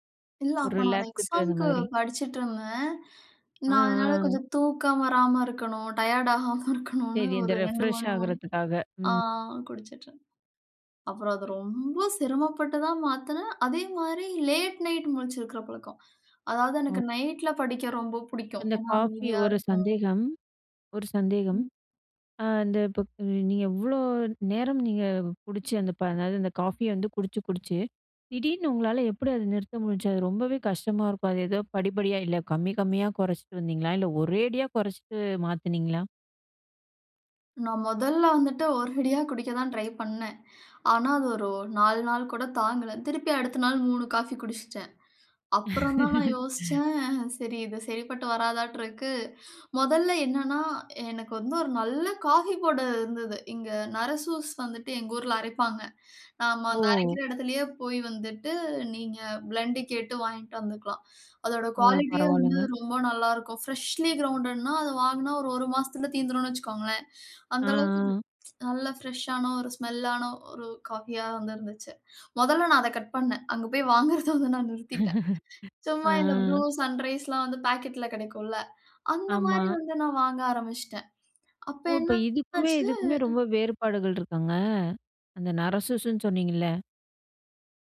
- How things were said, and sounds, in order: in English: "ரிலாக்ஸுக்கு"; other background noise; laughing while speaking: "டயர்ட் ஆகாம இருக்கணுனு"; in English: "ரெஃப்ரெஷ்ஷா"; unintelligible speech; "குடிச்சிட்டுருந்தேன்" said as "குடிச்சிட்டுருந்"; other noise; drawn out: "ரொம்ப"; in English: "லேட் நைட்"; laugh; in English: "பிளெண்ட்"; in English: "குவாலிட்டியே"; in English: "ஃப்ரெஷ்லி கிரவுண்டட்னா"; in English: "ஃபிரஷ்ஷான"; laughing while speaking: "வாங்குறத வந்து நான் நிறுத்திட்டேன்"; laugh
- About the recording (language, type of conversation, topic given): Tamil, podcast, ஒரு பழக்கத்தை மாற்ற நீங்கள் எடுத்த முதல் படி என்ன?